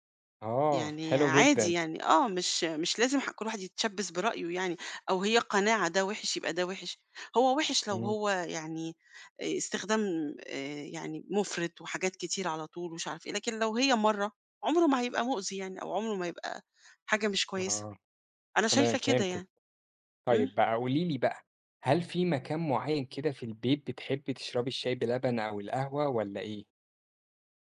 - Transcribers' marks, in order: none
- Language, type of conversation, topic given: Arabic, podcast, قهوة ولا شاي الصبح؟ إيه السبب؟